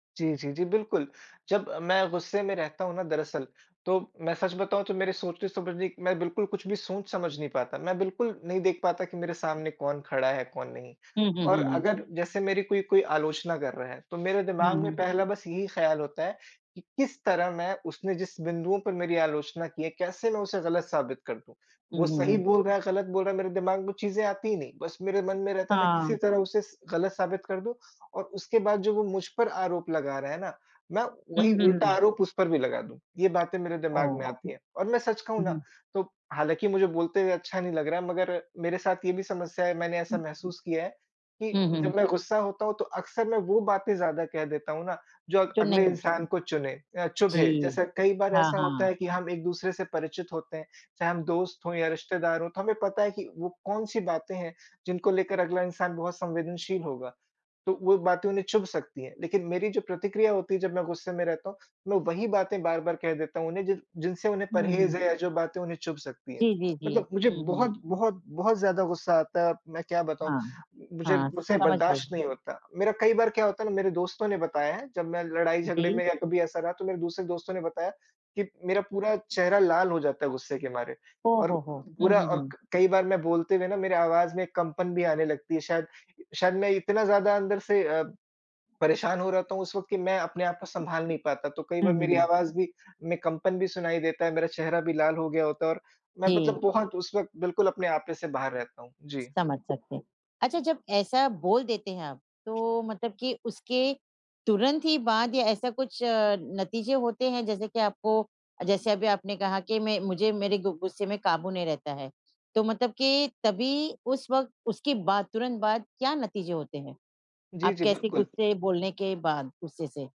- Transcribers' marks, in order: tapping
- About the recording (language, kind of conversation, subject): Hindi, advice, मैं गुस्से में बुरा बोलकर रिश्ते बिगाड़ देने की आदत कैसे बदल सकता/सकती हूँ?